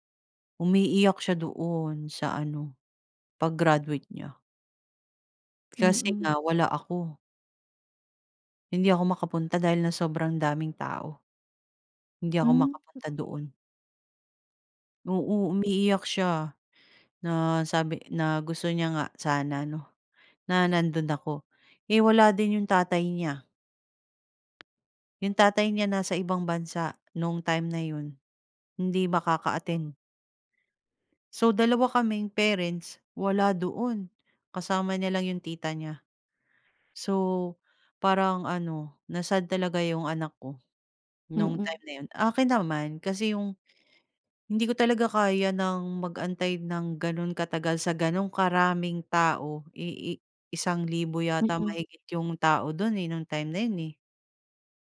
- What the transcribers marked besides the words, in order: tapping
- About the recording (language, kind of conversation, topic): Filipino, podcast, Ano ang pinakamalaking pagbabago na hinarap mo sa buhay mo?
- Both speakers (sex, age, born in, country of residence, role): female, 35-39, Philippines, Philippines, guest; female, 40-44, Philippines, United States, host